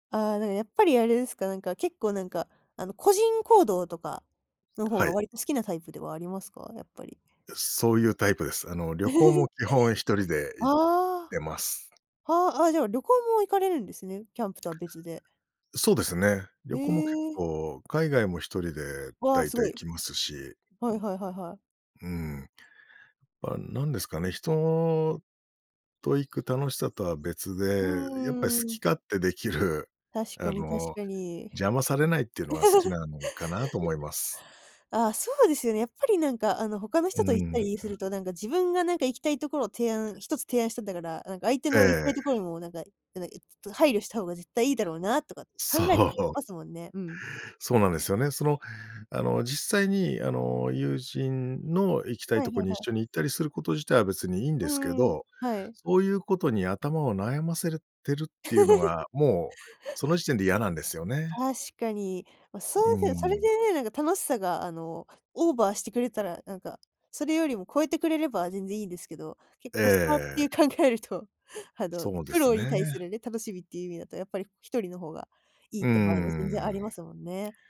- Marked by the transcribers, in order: laugh; laugh; laugh; tapping
- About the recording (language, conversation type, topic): Japanese, podcast, 趣味でいちばん楽しい瞬間はどんなときですか？